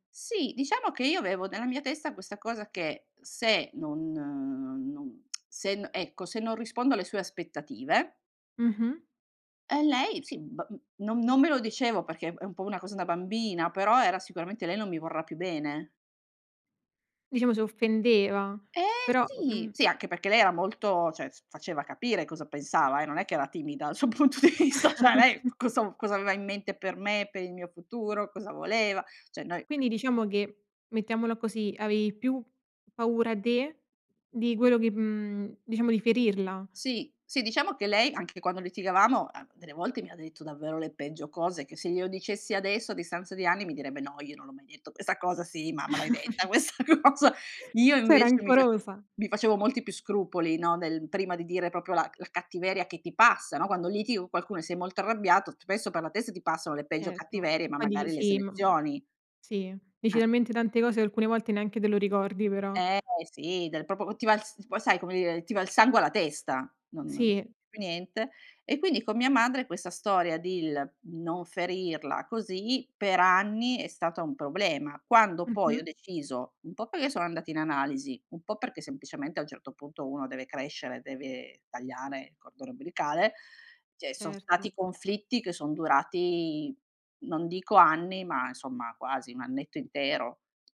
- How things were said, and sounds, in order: lip smack; "cioè" said as "ceh"; laughing while speaking: "sul punto di vista"; chuckle; "cioè" said as "ceh"; "cioè" said as "ceh"; other background noise; chuckle; laughing while speaking: "questa cosa"; chuckle; "proprio" said as "propio"; "del" said as "dil"; "cioè" said as "ceh"
- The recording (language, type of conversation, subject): Italian, podcast, Come si può seguire la propria strada senza ferire la propria famiglia?
- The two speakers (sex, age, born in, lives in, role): female, 25-29, Italy, Italy, host; female, 45-49, Italy, Italy, guest